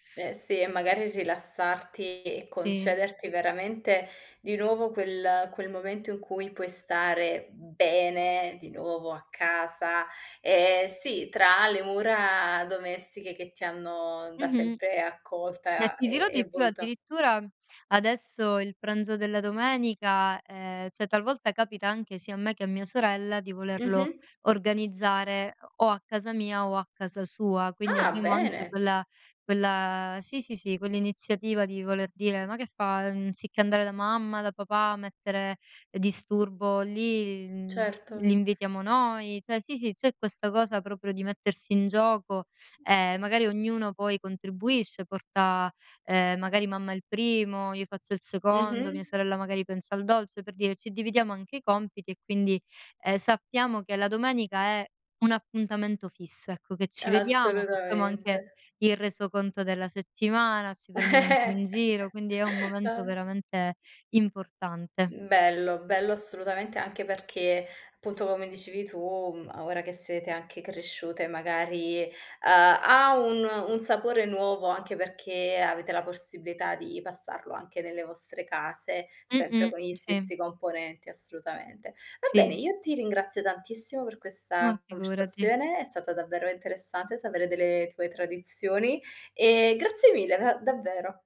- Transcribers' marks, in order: drawn out: "mura"; drawn out: "quella"; laughing while speaking: "Eh eh"; chuckle
- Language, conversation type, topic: Italian, podcast, Quali tradizioni ti fanno sentire a casa?